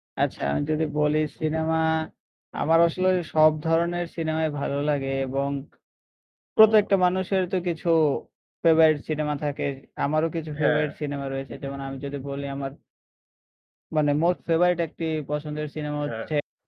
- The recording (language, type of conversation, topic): Bengali, unstructured, কোন সিনেমার সংলাপগুলো আপনার মনে দাগ কেটেছে?
- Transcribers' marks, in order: mechanical hum